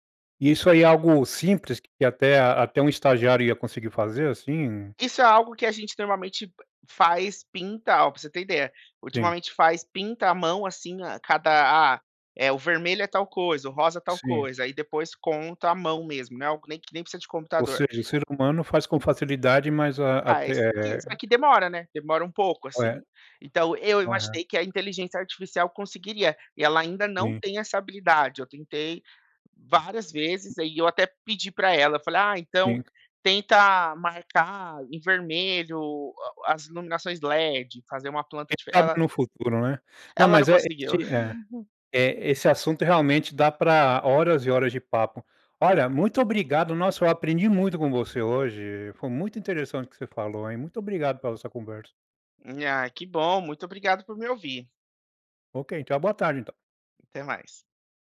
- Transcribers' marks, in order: tapping; laugh
- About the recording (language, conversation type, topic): Portuguese, podcast, Como a tecnologia mudou sua rotina diária?